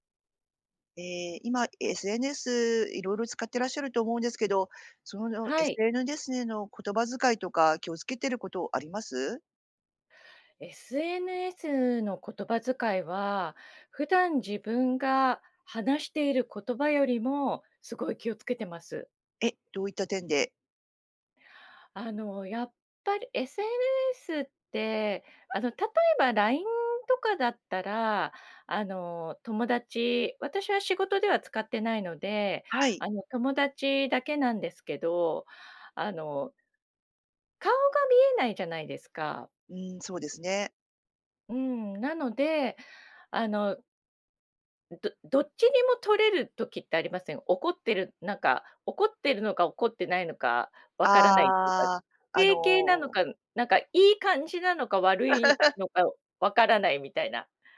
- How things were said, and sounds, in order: "SNS" said as "エスエヌデス"; laugh
- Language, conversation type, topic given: Japanese, podcast, SNSでの言葉づかいには普段どのくらい気をつけていますか？
- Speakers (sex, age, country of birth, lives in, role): female, 50-54, Japan, Japan, guest; female, 50-54, Japan, Japan, host